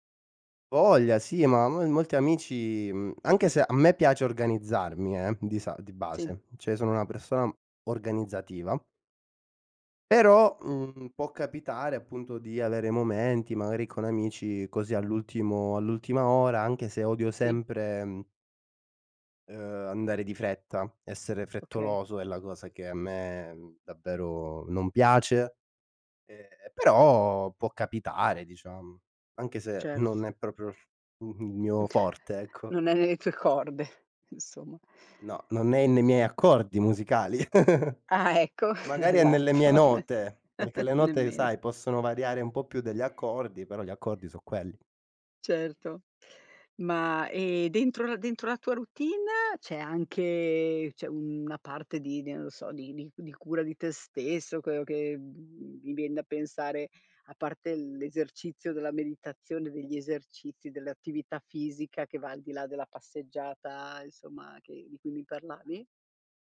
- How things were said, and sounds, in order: "magari" said as "mari"; laughing while speaking: "non è nelle tue corde, insomma"; laugh; laughing while speaking: "Ah, ecco esatto nemmeno"; "sono" said as "so"
- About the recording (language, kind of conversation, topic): Italian, podcast, Come organizzi la tua routine mattutina per iniziare bene la giornata?